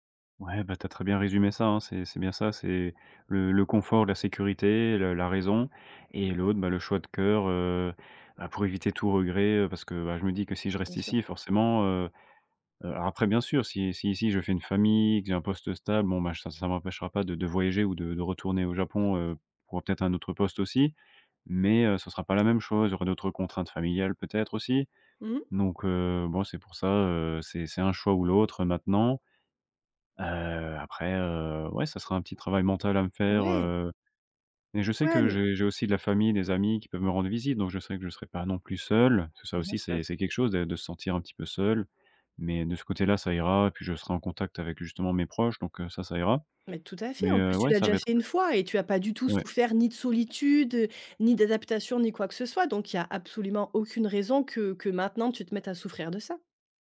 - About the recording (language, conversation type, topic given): French, advice, Faut-il quitter un emploi stable pour saisir une nouvelle opportunité incertaine ?
- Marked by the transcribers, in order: unintelligible speech